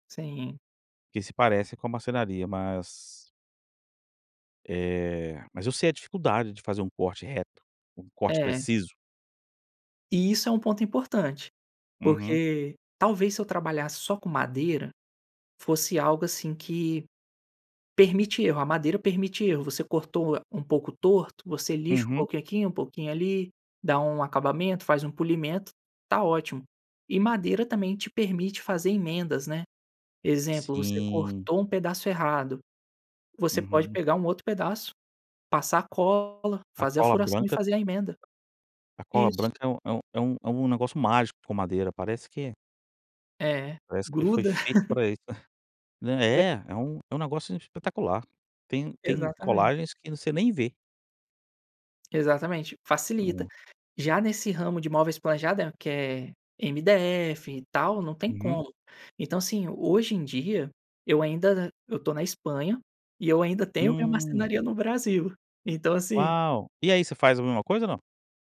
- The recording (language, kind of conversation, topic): Portuguese, podcast, Como dar um feedback difícil sem perder a confiança da outra pessoa?
- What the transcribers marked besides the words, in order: laugh; chuckle